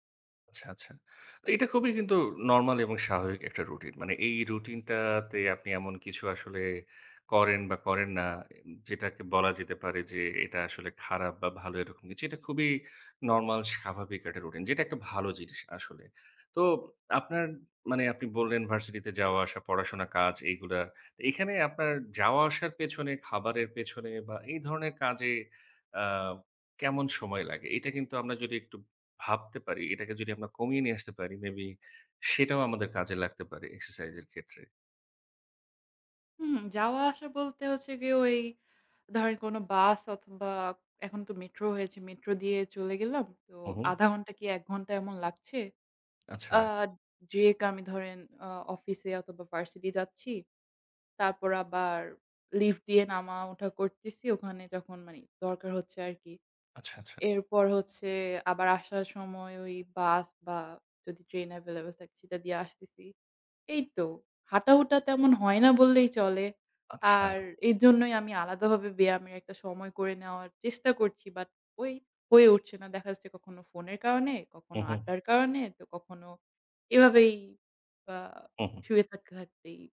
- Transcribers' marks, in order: other background noise; tapping
- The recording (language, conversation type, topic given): Bengali, advice, কাজ ও সামাজিক জীবনের সঙ্গে ব্যায়াম সমন্বয় করতে কেন কষ্ট হচ্ছে?